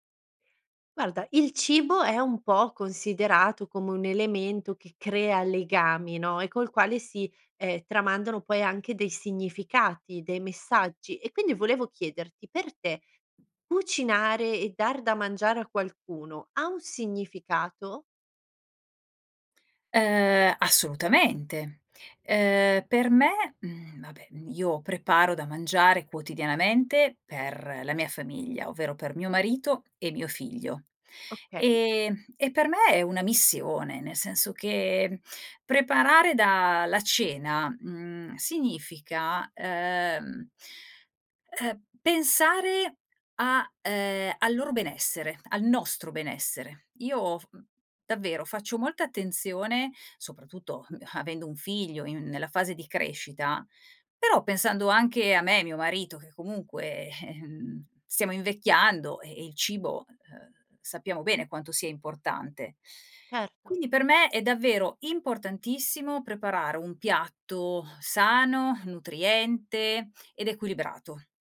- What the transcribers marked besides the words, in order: "Guarda" said as "gualda"; tapping; other background noise
- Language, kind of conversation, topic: Italian, podcast, Cosa significa per te nutrire gli altri a tavola?